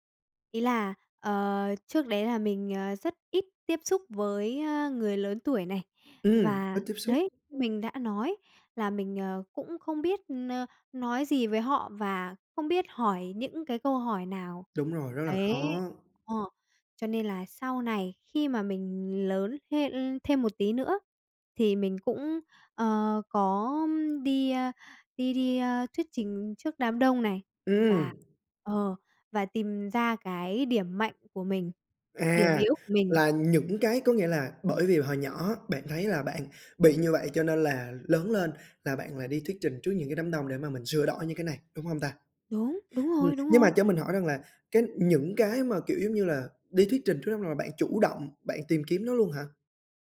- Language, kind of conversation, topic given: Vietnamese, podcast, Điều gì giúp bạn xây dựng sự tự tin?
- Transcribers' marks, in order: other background noise; tapping